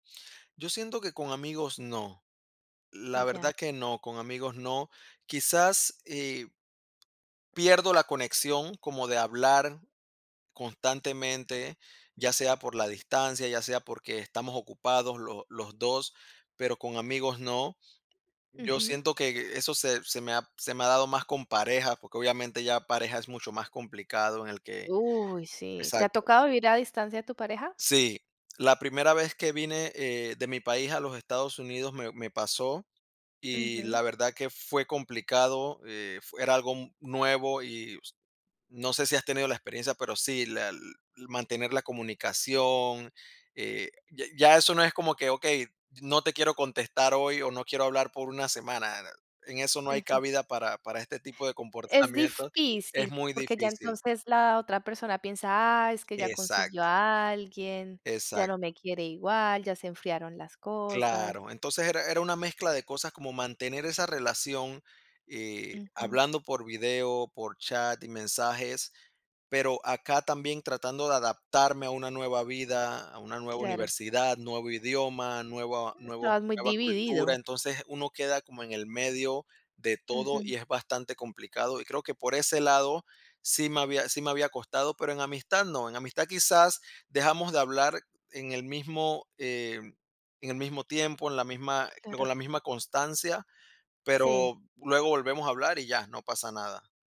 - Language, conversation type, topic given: Spanish, podcast, ¿Cómo mantienes amistades a distancia?
- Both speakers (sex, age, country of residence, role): female, 35-39, Italy, host; male, 30-34, United States, guest
- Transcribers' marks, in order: none